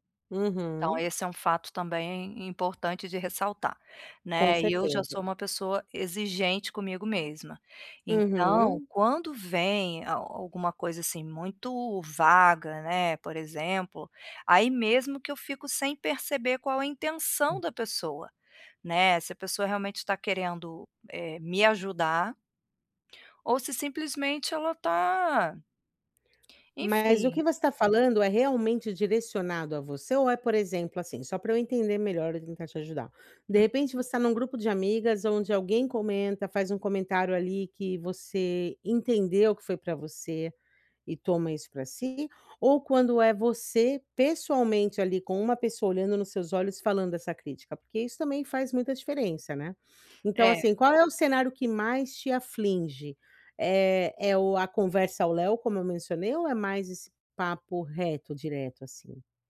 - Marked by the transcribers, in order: tapping
- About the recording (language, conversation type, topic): Portuguese, advice, Como posso lidar com críticas sem perder a confiança em mim mesmo?